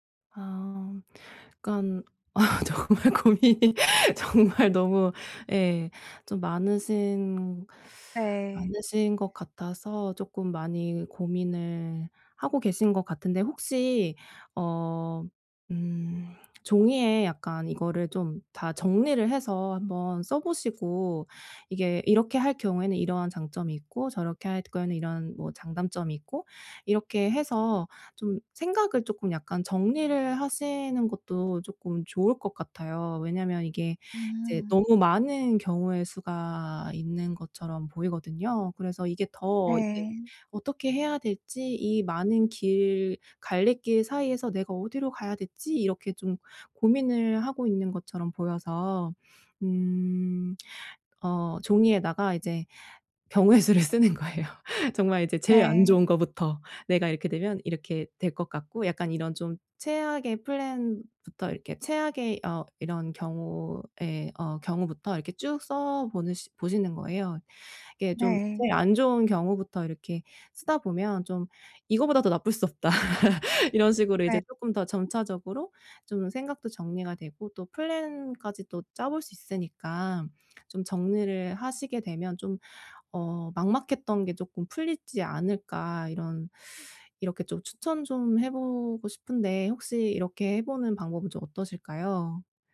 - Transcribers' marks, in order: laughing while speaking: "아 정말 고민이 정말 너무"; other background noise; "갈림길" said as "갈래길"; laughing while speaking: "경우의 수를 쓰는 거예요. 정말 이제 제일 안 좋은 것부터"; laughing while speaking: "이것보다 더 나쁠 수 없다"; laugh
- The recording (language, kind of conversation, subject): Korean, advice, 정체기를 어떻게 극복하고 동기를 꾸준히 유지할 수 있을까요?